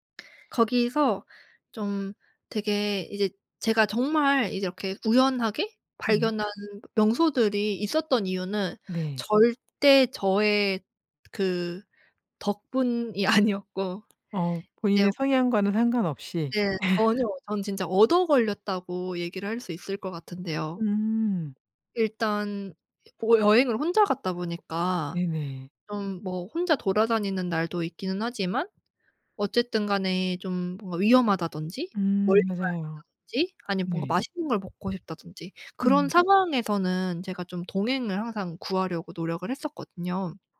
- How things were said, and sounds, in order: laughing while speaking: "아니었고"; other background noise; laugh; tapping
- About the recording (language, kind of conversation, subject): Korean, podcast, 여행 중 우연히 발견한 숨은 명소에 대해 들려주실 수 있나요?